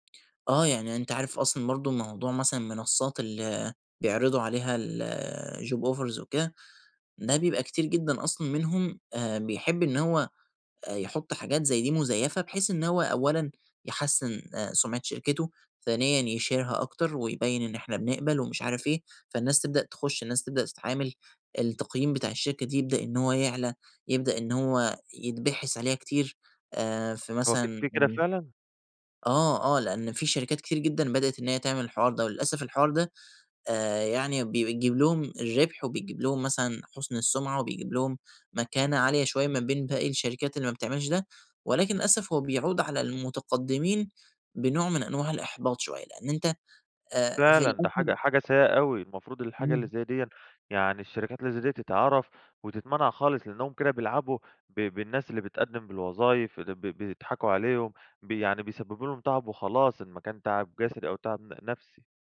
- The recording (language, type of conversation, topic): Arabic, advice, إزاي أتعامل مع فقدان الثقة في نفسي بعد ما شغلي اتنقد أو اترفض؟
- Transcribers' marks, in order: in English: "الjob offers"; tapping; other background noise